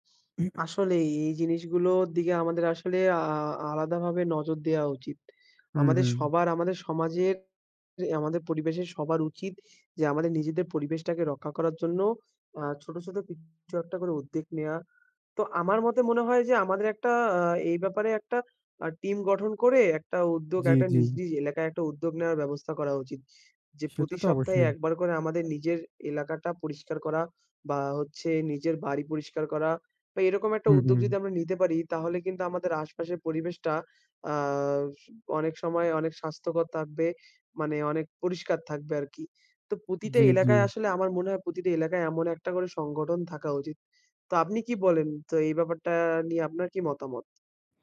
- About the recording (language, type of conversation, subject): Bengali, unstructured, পরিবেশ রক্ষা করার জন্য আমরা কী কী ছোট ছোট কাজ করতে পারি?
- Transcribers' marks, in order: throat clearing